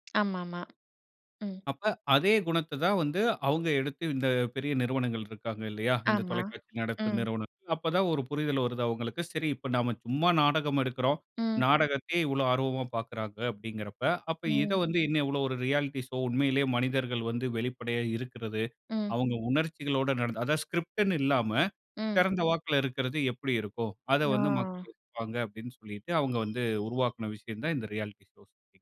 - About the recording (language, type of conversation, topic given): Tamil, podcast, ரியாலிட்டி நிகழ்ச்சிகளை மக்கள் ஏன் இவ்வளவு ரசிக்கிறார்கள் என்று நீங்கள் நினைக்கிறீர்கள்?
- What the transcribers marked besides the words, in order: other background noise; in English: "ரியாலிட்டி ஷோ"; in English: "ஸ்கிரிப்ட்ன்னு"; unintelligible speech; other noise; in English: "ரியாலிட்டி ஷோஸ்"; unintelligible speech